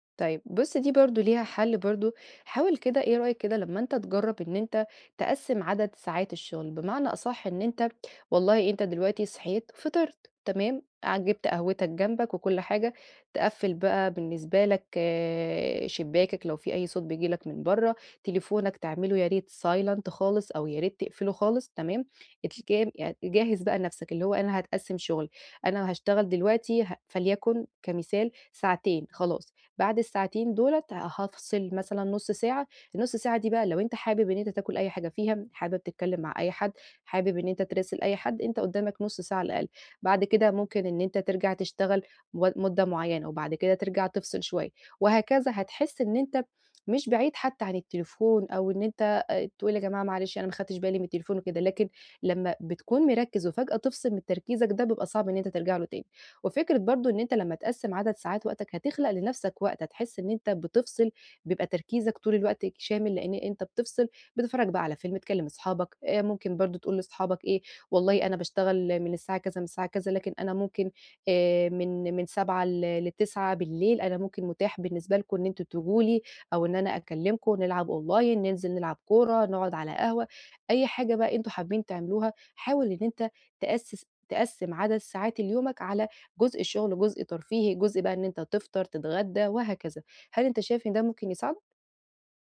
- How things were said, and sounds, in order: in English: "silent"; unintelligible speech; in English: "Online"
- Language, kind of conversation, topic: Arabic, advice, إزاي أتعامل مع الانقطاعات والتشتيت وأنا مركز في الشغل؟